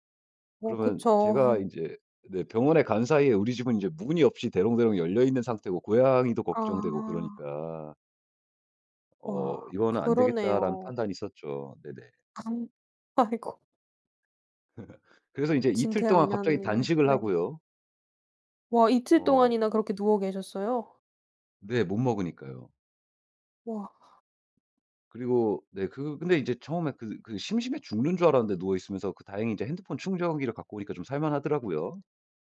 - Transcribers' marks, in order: laugh; other background noise; laugh
- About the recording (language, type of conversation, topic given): Korean, podcast, 잘못된 길에서 벗어나기 위해 처음으로 어떤 구체적인 행동을 하셨나요?